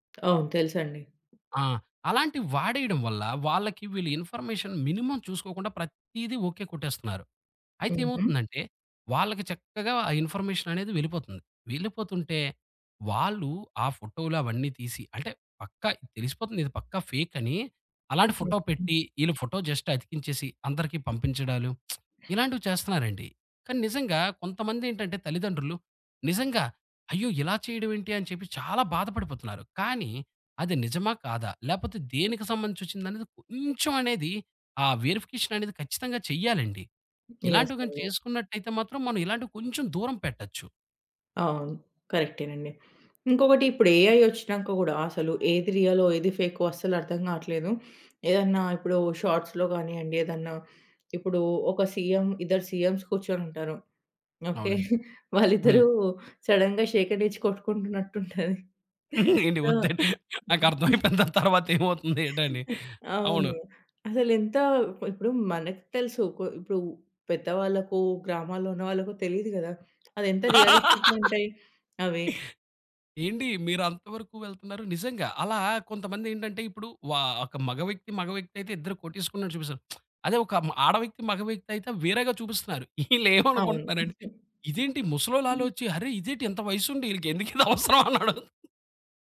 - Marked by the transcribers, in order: other background noise; in English: "ఇన్‌ఫర్మేషన్ మినిమం"; in English: "ఇన్‌ఫర్మేషన్"; in English: "జస్ట్"; lip smack; in English: "యెస్!"; in English: "ఏఐ"; in English: "షార్ట్స్‌లో"; in English: "సీఎంస్"; giggle; in English: "సడెన్‌గా"; laughing while speaking: "ఏంటి ఒద్దని నాకర్థమైపోయింది. దాని తర్వాత ఏమవుతుందేటని"; in English: "సో"; giggle; tapping; laugh; in English: "రియలిస్టిక్"; lip smack; chuckle; giggle; laugh
- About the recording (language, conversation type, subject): Telugu, podcast, ఫేక్ న్యూస్‌ను మీరు ఎలా గుర్తించి, ఎలా స్పందిస్తారు?